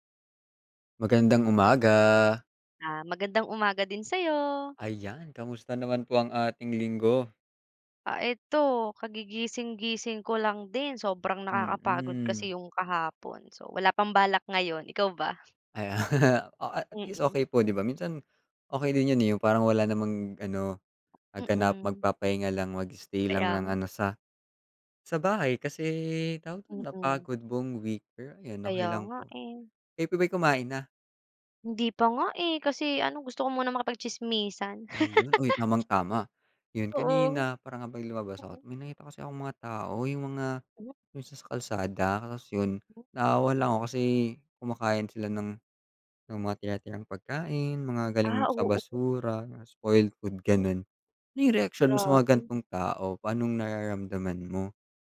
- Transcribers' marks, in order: tapping; other background noise; laugh; laugh
- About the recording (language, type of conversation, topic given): Filipino, unstructured, Ano ang reaksyon mo sa mga taong kumakain ng basura o panis na pagkain?